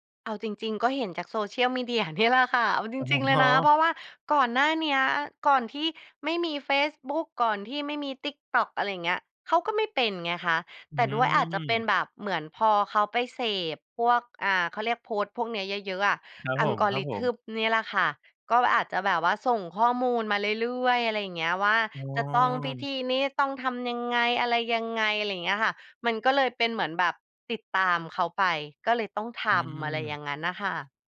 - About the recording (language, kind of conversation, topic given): Thai, podcast, เรื่องเล่าบนโซเชียลมีเดียส่งผลต่อความเชื่อของผู้คนอย่างไร?
- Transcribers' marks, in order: laughing while speaking: "นี่แหละ"; laughing while speaking: "อ๋อ"; other background noise; tapping